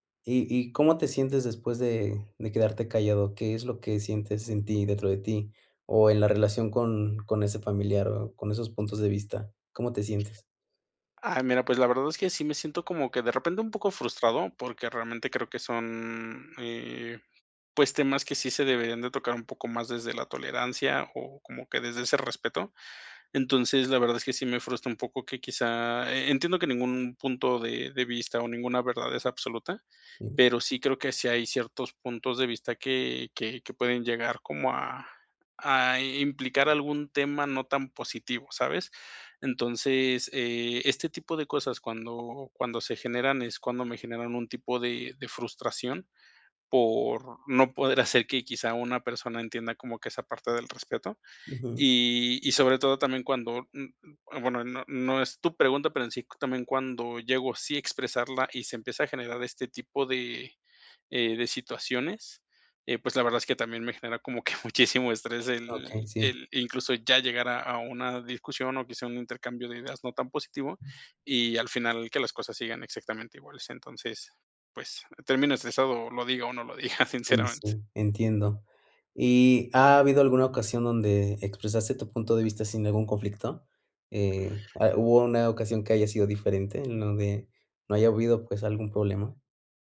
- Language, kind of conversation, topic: Spanish, advice, ¿Cuándo ocultas tus opiniones para evitar conflictos con tu familia o con tus amigos?
- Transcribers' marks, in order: tapping; drawn out: "son"; laughing while speaking: "hacer"; laughing while speaking: "que muchísimo"; laughing while speaking: "diga, sinceramente"; other background noise